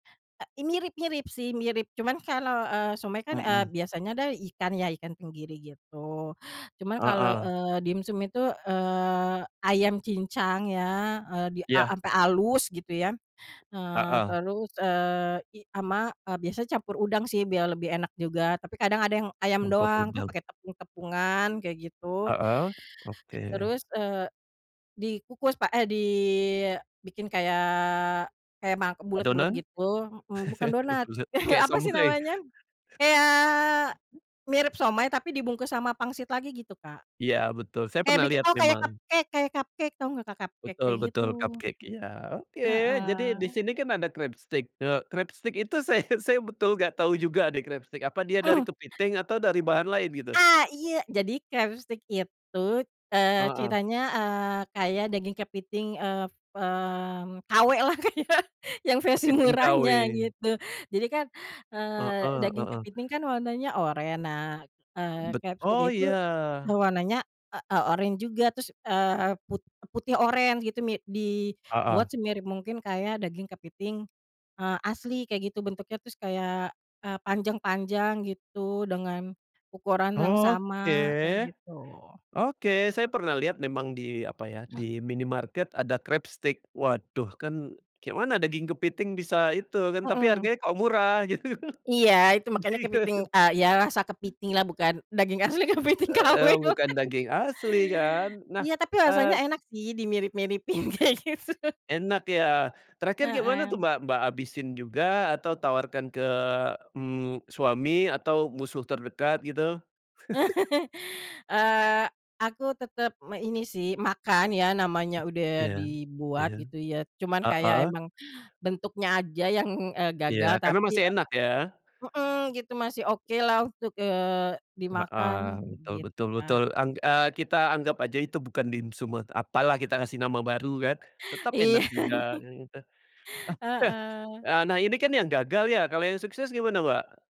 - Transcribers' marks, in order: tapping; laugh; chuckle; laughing while speaking: "Eh"; in English: "cupcake"; in English: "cupcake"; in English: "cupcake"; in English: "cupcake?"; in English: "crabstick"; in English: "crabstick"; laughing while speaking: "saya"; in English: "crabstick"; throat clearing; other background noise; in English: "crabstick"; laughing while speaking: "kayak yang versi murahnya gitu"; in English: "crabstick"; in English: "crabstick"; laughing while speaking: "gitu, iya"; laughing while speaking: "asli kepiting KW"; laugh; laughing while speaking: "kayak gitu"; laugh; laugh; laughing while speaking: "yang"; laughing while speaking: "Iya nih"; laugh; unintelligible speech
- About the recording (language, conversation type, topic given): Indonesian, podcast, Bisakah kamu menceritakan pengalaman saat mencoba memasak resep baru yang hasilnya sukses atau malah gagal?